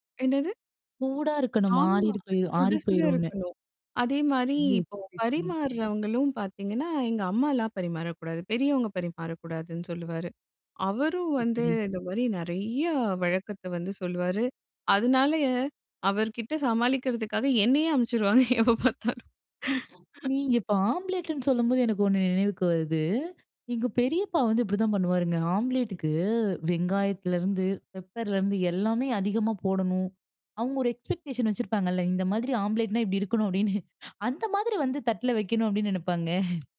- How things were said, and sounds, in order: other background noise; laughing while speaking: "என்னையே அனுப்பிச்சுருவாங்க எப்ப பார்த்தாலும்"; chuckle; in English: "எக்ஸ்பெக்டேஷன்"; tapping; laughing while speaking: "அப்டீன்னு"; laughing while speaking: "அப்டீன்னு நினைப்பாங்க"
- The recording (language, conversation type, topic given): Tamil, podcast, விருந்தினர் வரும்போது உணவு பரிமாறும் வழக்கம் எப்படி இருக்கும்?